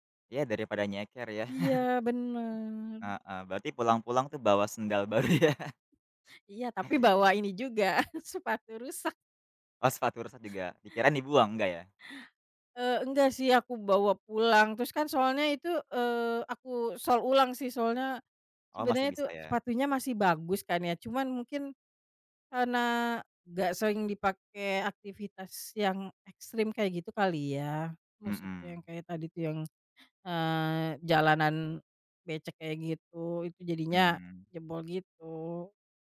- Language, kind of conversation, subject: Indonesian, podcast, Bagaimana pengalaman pertama kamu saat mendaki gunung atau berjalan lintas alam?
- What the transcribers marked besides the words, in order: chuckle; laughing while speaking: "baru ya"; chuckle